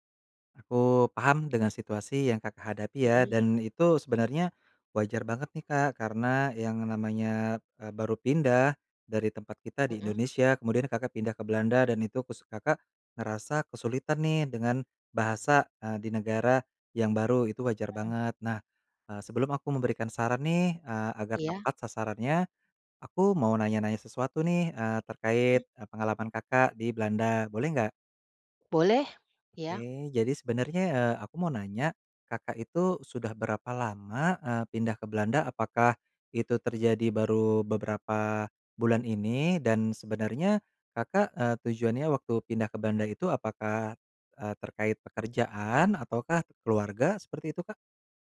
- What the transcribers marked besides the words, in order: none
- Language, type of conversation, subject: Indonesian, advice, Kendala bahasa apa yang paling sering menghambat kegiatan sehari-hari Anda?